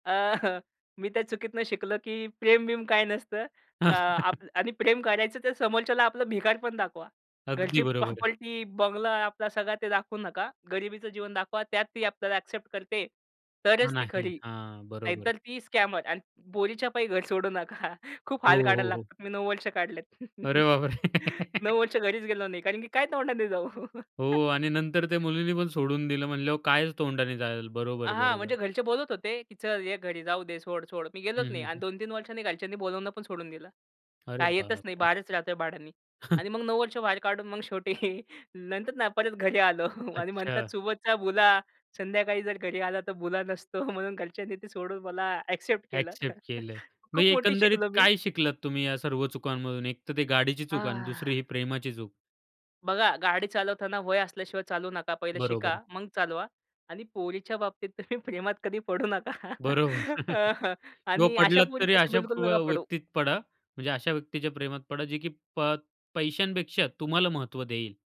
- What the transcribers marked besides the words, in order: laughing while speaking: "हं"; giggle; in English: "स्कॅमर"; laughing while speaking: "नका"; laugh; chuckle; chuckle; other background noise; chuckle; laughing while speaking: "शेवटी"; laughing while speaking: "आलो"; laughing while speaking: "नसतो"; chuckle; put-on voice: "आह"; laughing while speaking: "तुम्ही प्रेमात कधी पडू नका"; chuckle
- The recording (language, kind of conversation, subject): Marathi, podcast, चूक झाली तर त्यातून कशी शिकलात?